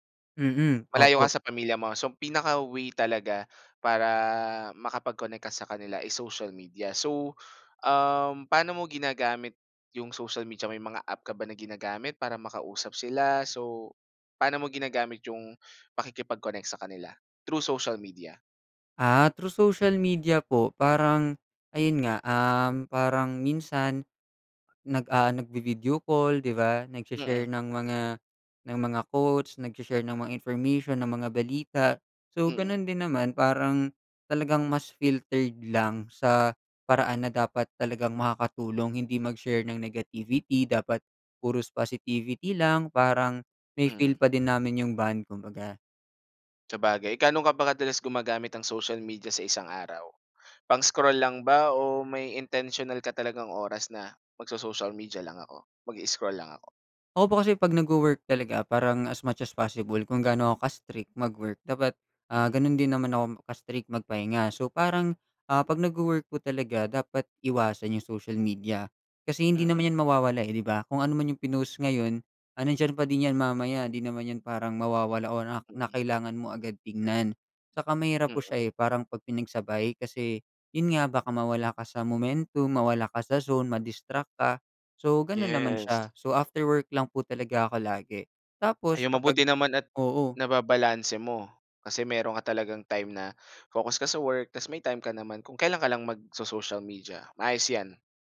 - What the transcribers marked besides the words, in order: other background noise; tapping; in English: "as much as possible"; in English: "zone"
- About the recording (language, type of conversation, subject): Filipino, podcast, Ano ang papel ng midyang panlipunan sa pakiramdam mo ng pagkakaugnay sa iba?